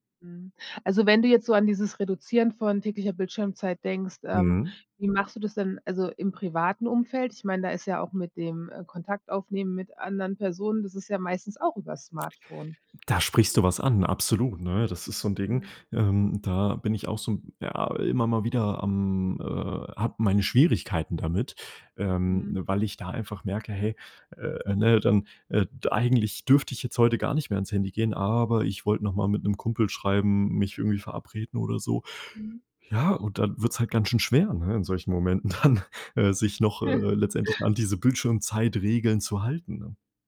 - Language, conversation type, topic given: German, podcast, Wie gehst du mit deiner täglichen Bildschirmzeit um?
- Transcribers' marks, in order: stressed: "aber"; laughing while speaking: "dann"; chuckle